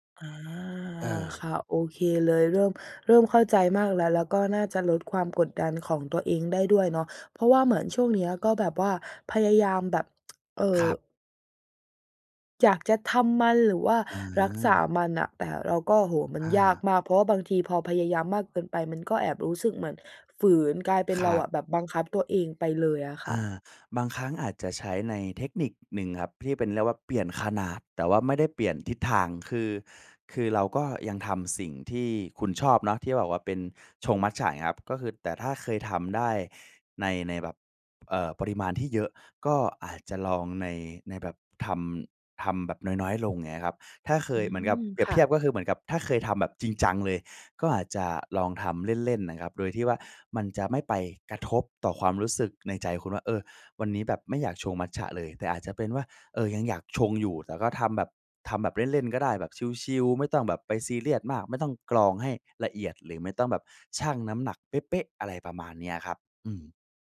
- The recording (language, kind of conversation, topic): Thai, advice, ฉันเริ่มหมดแรงจูงใจที่จะทำสิ่งที่เคยชอบ ควรเริ่มทำอะไรได้บ้าง?
- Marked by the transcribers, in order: tsk; other background noise; tapping